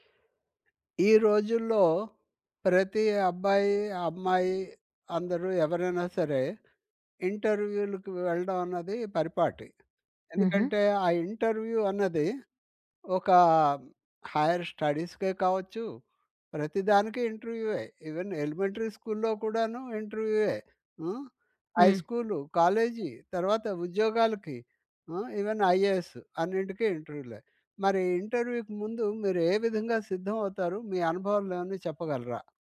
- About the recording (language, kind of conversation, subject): Telugu, podcast, ఇంటర్వ్యూకి ముందు మీరు ఎలా సిద్ధమవుతారు?
- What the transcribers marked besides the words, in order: in English: "ఇంటర్వ్యూ"; in English: "హైర్"; in English: "ఈవెన్ ఎలిమెంటరీ"; in English: "హై"; in English: "ఈవెన్ ఐఏఎస్"; in English: "ఇంటర్వ్యూకి"